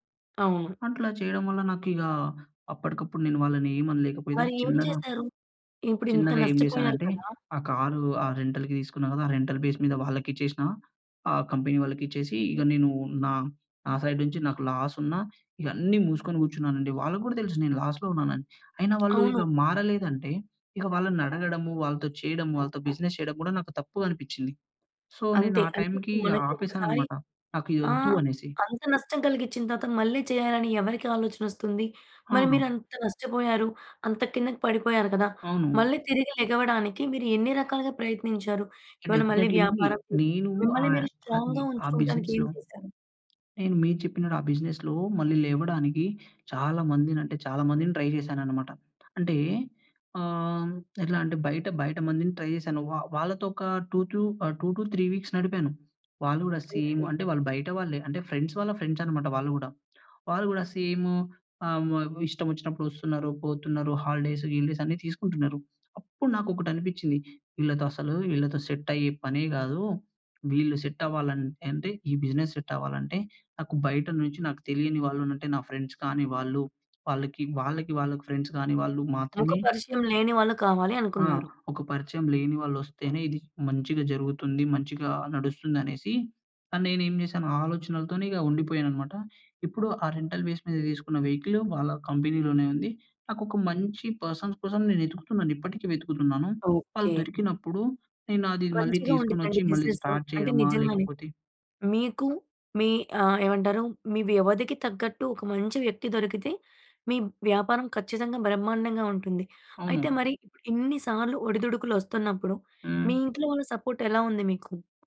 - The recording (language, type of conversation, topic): Telugu, podcast, పడి పోయిన తర్వాత మళ్లీ లేచి నిలబడేందుకు మీ రహసం ఏమిటి?
- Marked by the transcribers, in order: "అనలేకపోయినా" said as "అనలేకపోయిదా"; in English: "రెంటల్‌కి"; in English: "రెంటల్ బేస్"; in English: "సైడ్"; in English: "లాస్‌లో"; tapping; in English: "బిజినెస్"; in English: "సో"; in English: "డెఫినెట్లీలీ"; in English: "స్ట్రాంగ్‌గా"; in English: "బిజినెస్‌లో"; in English: "బిజినెస్‌లో"; in English: "ట్రై"; in English: "ట్రై"; in English: "టూ టు"; in English: "టూ టు త్రీ వీక్స్"; in English: "సేమ్"; in English: "ఫ్రెండ్స్"; in English: "ఫ్రెండ్స్"; in English: "హాలిడేస్"; in English: "సెట్"; in English: "సెట్"; in English: "బిజినెస్ సెట్"; in English: "ఫ్రెండ్స్"; in English: "ఫ్రెండ్స్"; in English: "రెంటల్ బేస్"; in English: "పర్సన్స్"; in English: "స్టార్ట్"; in English: "సపోర్ట్"